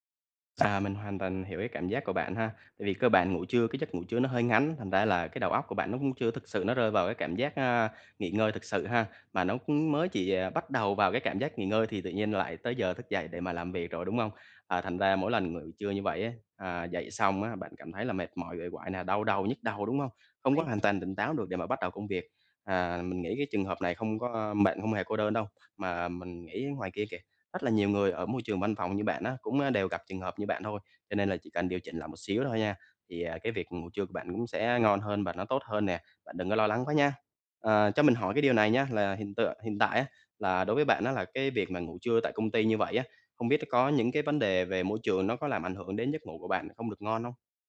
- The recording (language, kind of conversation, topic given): Vietnamese, advice, Làm sao để không cảm thấy uể oải sau khi ngủ ngắn?
- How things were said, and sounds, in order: other background noise